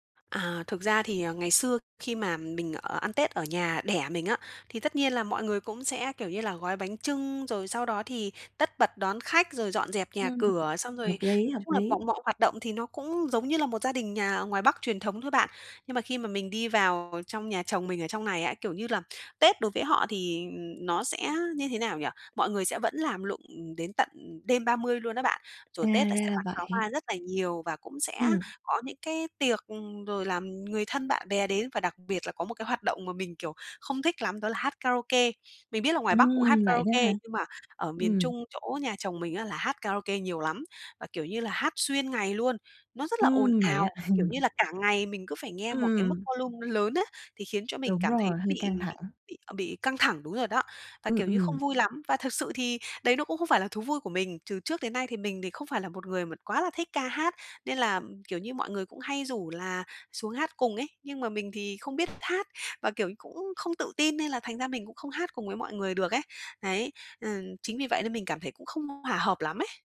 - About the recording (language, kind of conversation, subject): Vietnamese, advice, Vì sao tôi lại cảm thấy lạc lõng trong dịp lễ?
- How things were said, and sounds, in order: other background noise; tapping; chuckle; in English: "volume"